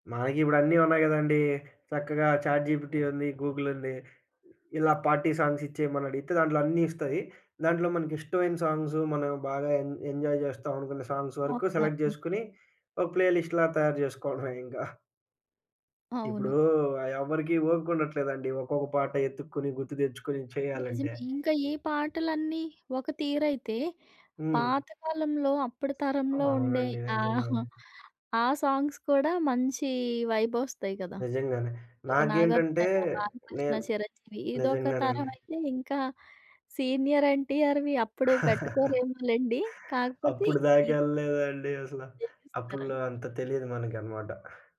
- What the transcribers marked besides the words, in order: in English: "ఛాట్ జీ‌పిటీ"; in English: "గూగుల్"; other background noise; in English: "పార్టీ సాంగ్స్"; in English: "సాంగ్స్"; in English: "ఎంజాయ్"; in English: "సాంగ్స్"; in English: "సెలెక్ట్"; in English: "ప్లే లిస్ట్‌లా"; tapping; chuckle; in English: "సాంగ్స్"; chuckle
- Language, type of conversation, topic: Telugu, podcast, పార్టీ కోసం పాటల జాబితా తయారుచేస్తే మీరు ముందుగా ఏమి చేస్తారు?